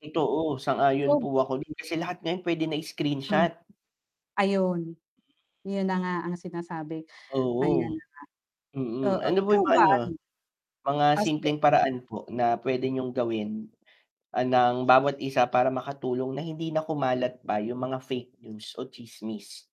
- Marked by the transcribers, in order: mechanical hum; static
- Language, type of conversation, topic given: Filipino, unstructured, Paano mo mahihikayat ang iba na maging responsable sa pagbabahagi ng impormasyon?